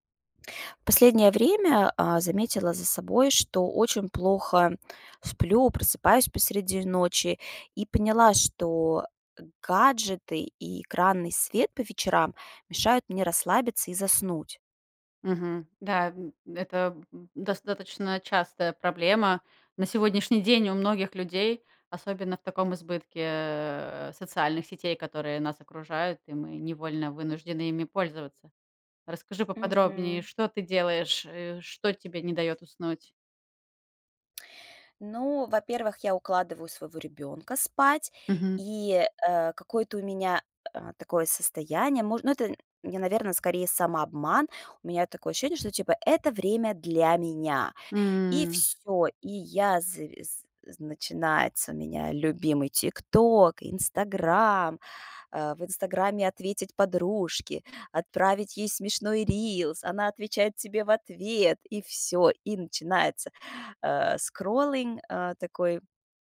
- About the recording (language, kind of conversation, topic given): Russian, advice, Мешают ли вам гаджеты и свет экрана по вечерам расслабиться и заснуть?
- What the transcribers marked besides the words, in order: put-on voice: "скроллинг"